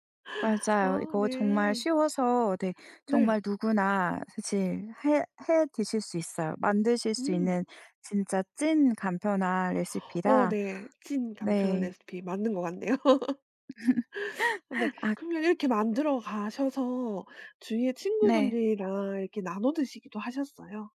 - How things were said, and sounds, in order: laughing while speaking: "같네요"; laugh; tapping
- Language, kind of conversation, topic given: Korean, podcast, 집에서 즐겨 만드는 음식은 무엇인가요?